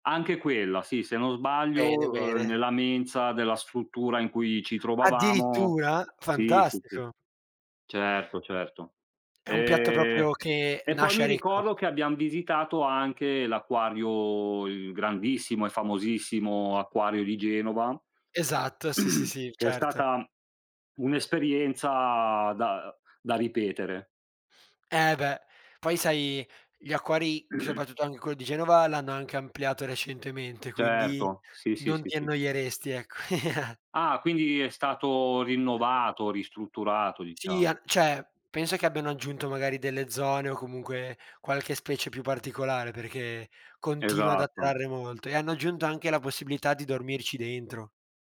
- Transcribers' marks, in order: other background noise; drawn out: "Ehm"; throat clearing; throat clearing; scoff; tapping; "diciamo" said as "diciao"; "cioè" said as "ceh"
- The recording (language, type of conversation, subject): Italian, unstructured, Qual è il ricordo più felice della tua infanzia?